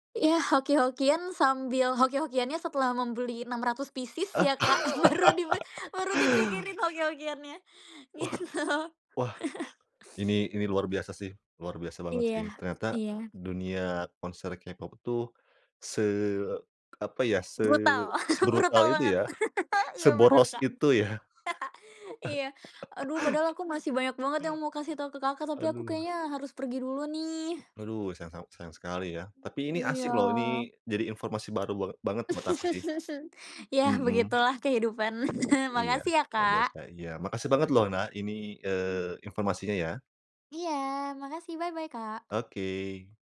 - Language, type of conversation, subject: Indonesian, podcast, Konser apa yang paling berkesan pernah kamu tonton?
- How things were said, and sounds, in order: in English: "pieces"; laugh; other background noise; laughing while speaking: "gitu"; sniff; laugh; background speech; laugh; laugh; laugh; laugh; tapping